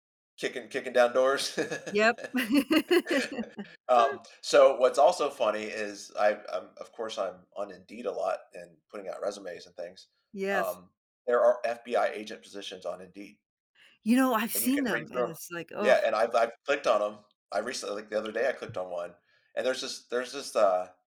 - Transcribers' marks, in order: laugh; chuckle; tapping
- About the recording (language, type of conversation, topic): English, unstructured, How do you think exploring a different career path could impact your life?